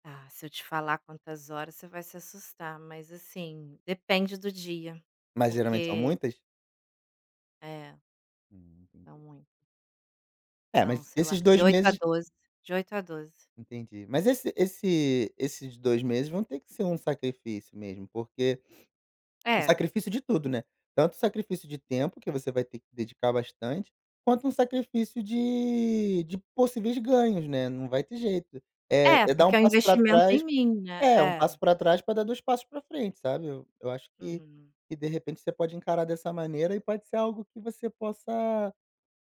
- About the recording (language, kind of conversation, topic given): Portuguese, advice, Como posso decidir qual objetivo devo seguir primeiro?
- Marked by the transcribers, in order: tapping